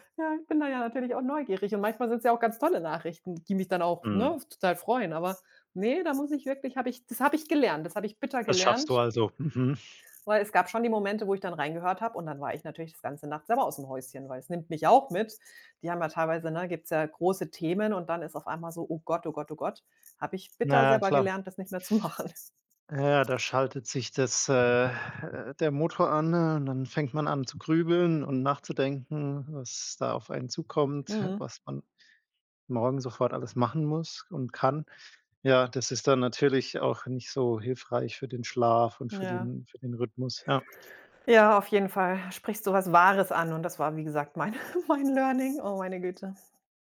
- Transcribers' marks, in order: other background noise; snort; laughing while speaking: "machen"; laughing while speaking: "mein Learning"; in English: "Learning"
- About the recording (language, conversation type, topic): German, podcast, Wie findest du die Balance zwischen Erreichbarkeit und Ruhe?